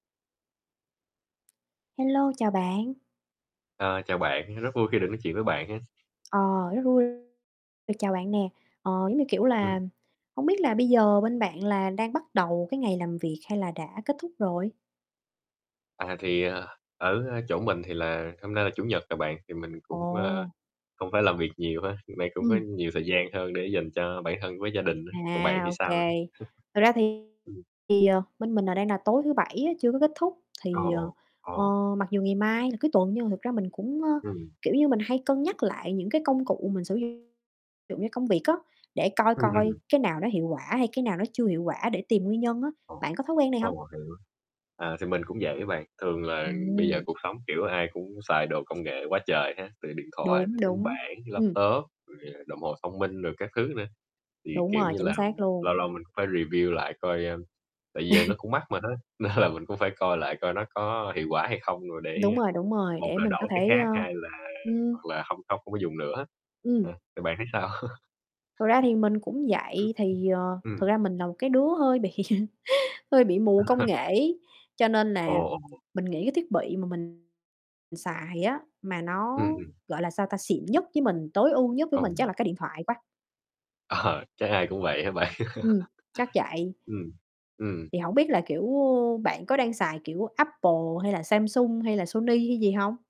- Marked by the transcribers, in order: tapping; other background noise; distorted speech; chuckle; in English: "review"; chuckle; laughing while speaking: "nên là"; chuckle; laughing while speaking: "bị"; chuckle; laughing while speaking: "Ờ"; laughing while speaking: "hả bạn?"; laugh
- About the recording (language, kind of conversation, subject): Vietnamese, unstructured, Bạn thích sử dụng thiết bị công nghệ nào nhất hiện nay?